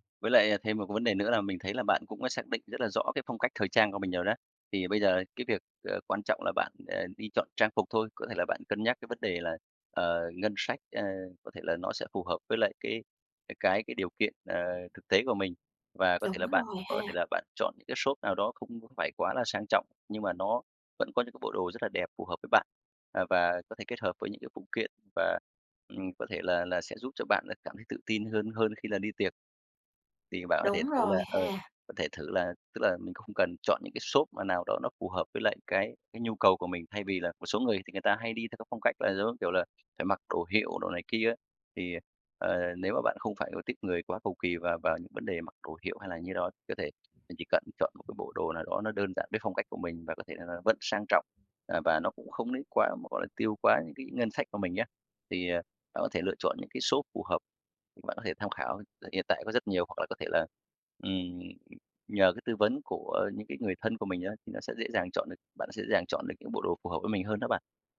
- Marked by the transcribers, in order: tapping; other background noise; other noise
- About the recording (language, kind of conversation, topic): Vietnamese, advice, Bạn có thể giúp mình chọn trang phục phù hợp cho sự kiện sắp tới được không?